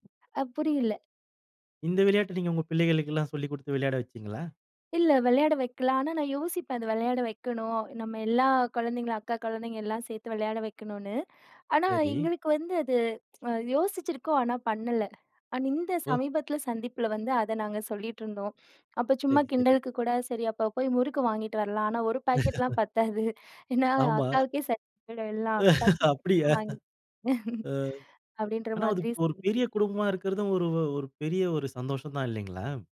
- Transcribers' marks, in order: other noise; tsk; chuckle; laughing while speaking: "பத்தாது. ஏன்னா அக்காவுக்கே சரியா போய்டும் எல்லாம். பத்து வாங்கிட்டு"; laughing while speaking: "அப்படியா?"; joyful: "ஆ ஆனா அது ஒரு பெரிய … சந்தோஷம் தான் இல்லைங்களா?"; unintelligible speech; unintelligible speech; unintelligible speech
- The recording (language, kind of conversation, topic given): Tamil, podcast, ஒரு சந்தோஷமான குடும்ப நினைவைப் பற்றிச் சொல்ல முடியுமா?